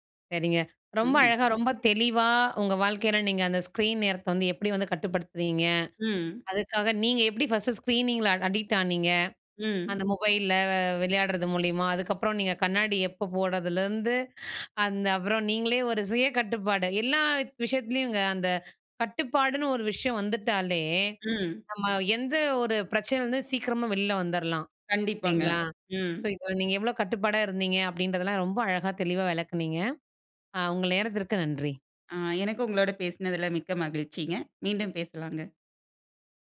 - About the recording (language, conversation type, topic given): Tamil, podcast, நீங்கள் தினசரி திரை நேரத்தை எப்படிக் கட்டுப்படுத்திக் கொள்கிறீர்கள்?
- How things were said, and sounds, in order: other background noise; in English: "அடிக்ட்"